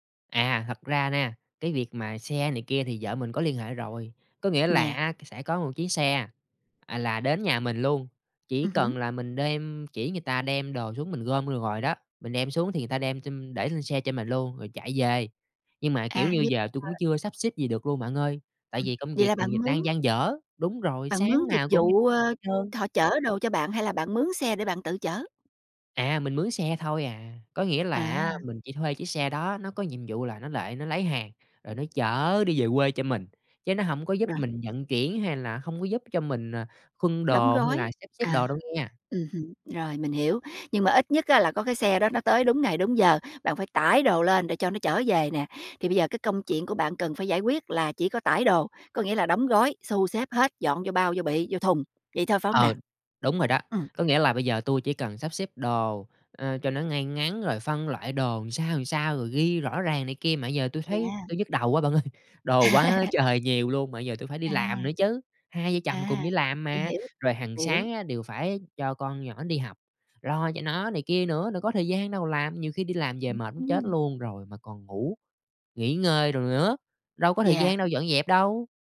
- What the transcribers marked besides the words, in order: tapping; "người" said as "ừn"; other background noise; unintelligible speech; "làm" said as "ừn"; "làm" said as "ừn"; laughing while speaking: "ơi"; chuckle
- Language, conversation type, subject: Vietnamese, advice, Làm sao để giảm căng thẳng khi sắp chuyển nhà mà không biết bắt đầu từ đâu?